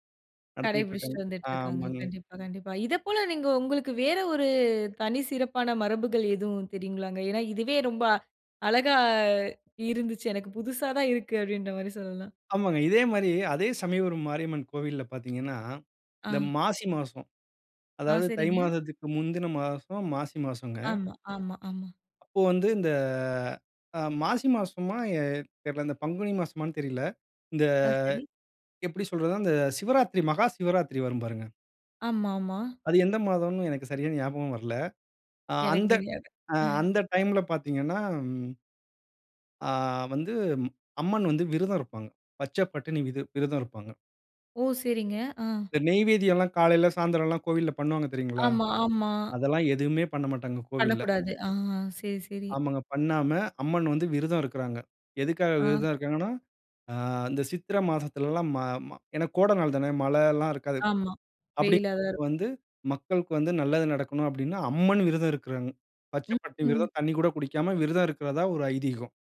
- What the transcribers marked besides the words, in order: drawn out: "இந்த"; drawn out: "இந்த"; other noise
- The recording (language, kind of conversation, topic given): Tamil, podcast, பண்டிகை நாட்களில் நீங்கள் பின்பற்றும் தனிச்சிறப்பு கொண்ட மரபுகள் என்னென்ன?